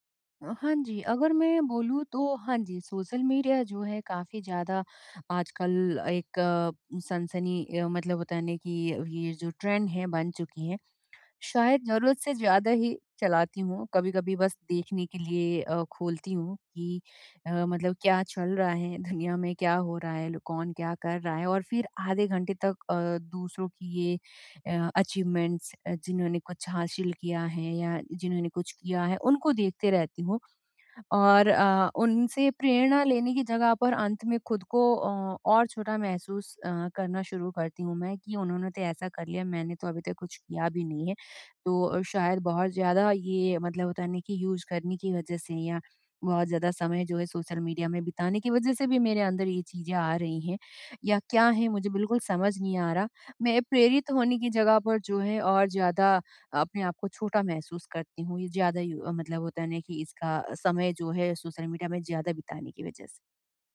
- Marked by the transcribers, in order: in English: "ट्रेंड"; laughing while speaking: "दुनिया में"; in English: "अचीवमेंट्स"; in English: "यूज़"
- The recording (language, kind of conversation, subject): Hindi, advice, लोगों की अपेक्षाओं के चलते मैं अपनी तुलना करना कैसे बंद करूँ?